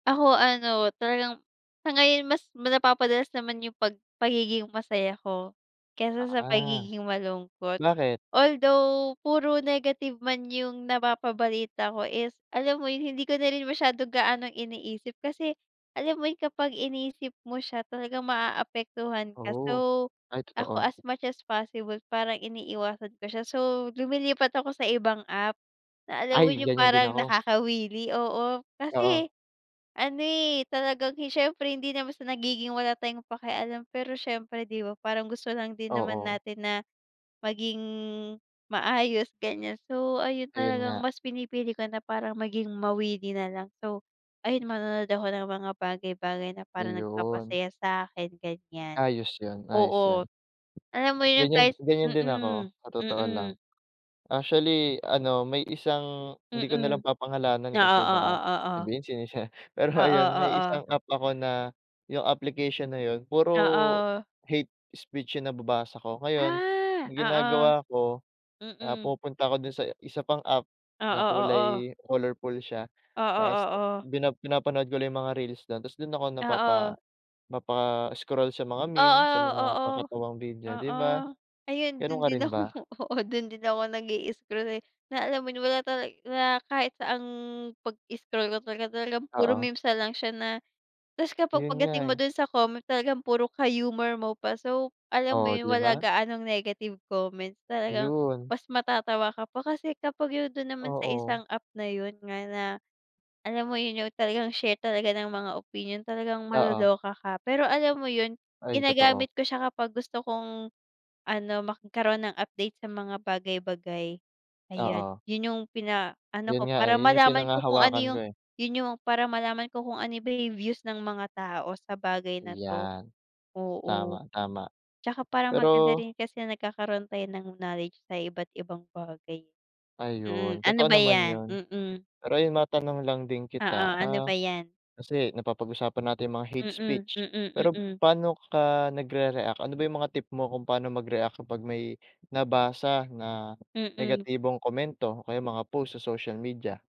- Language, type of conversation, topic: Filipino, unstructured, Paano nakaaapekto ang midyang panlipunan sa iyong damdamin?
- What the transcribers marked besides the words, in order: laughing while speaking: "pero"; laughing while speaking: "ako oo, dun"